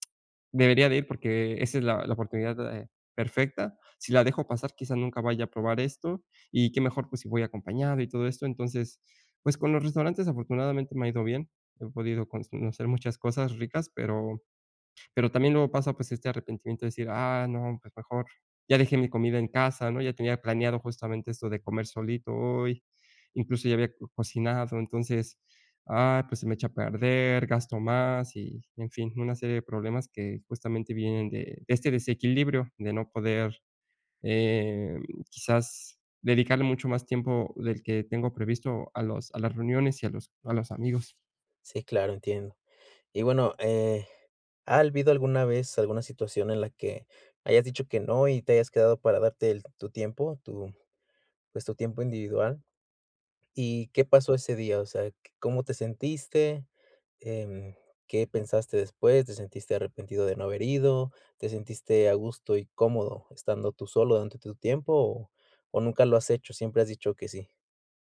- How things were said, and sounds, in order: other background noise; "habido" said as "albido"
- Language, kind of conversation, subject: Spanish, advice, ¿Cómo puedo equilibrar el tiempo con amigos y el tiempo a solas?